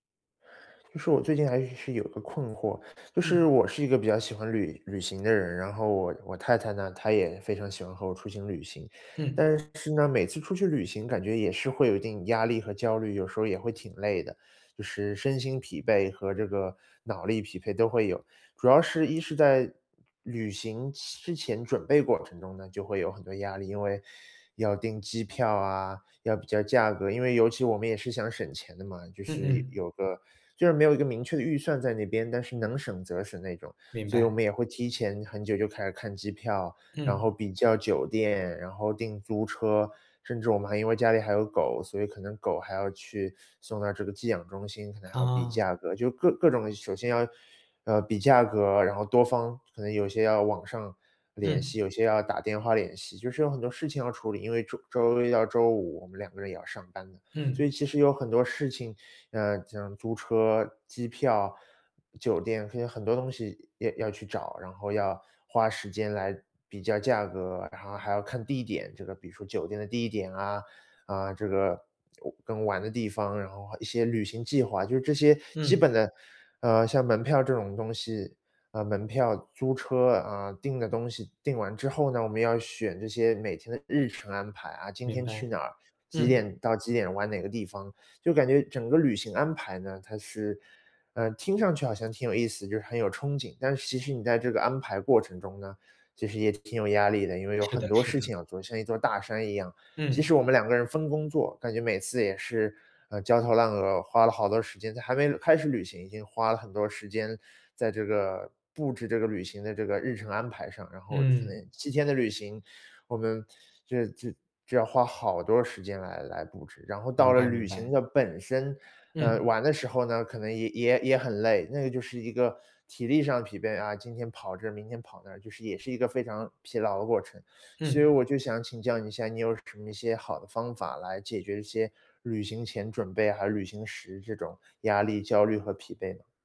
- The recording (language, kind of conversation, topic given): Chinese, advice, 旅行时如何控制压力和焦虑？
- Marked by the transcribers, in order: none